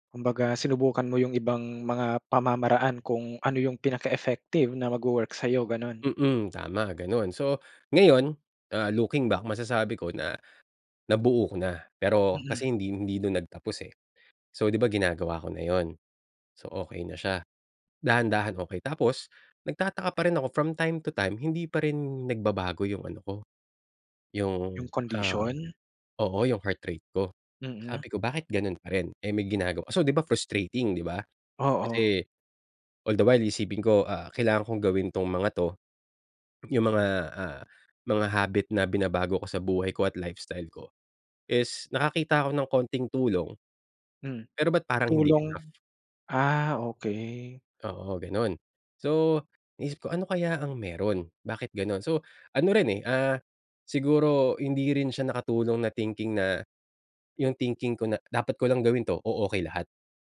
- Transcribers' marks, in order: in English: "looking back"; in English: "from time to time"; in English: "all the while"
- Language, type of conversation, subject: Filipino, podcast, Anong simpleng gawi ang talagang nagbago ng buhay mo?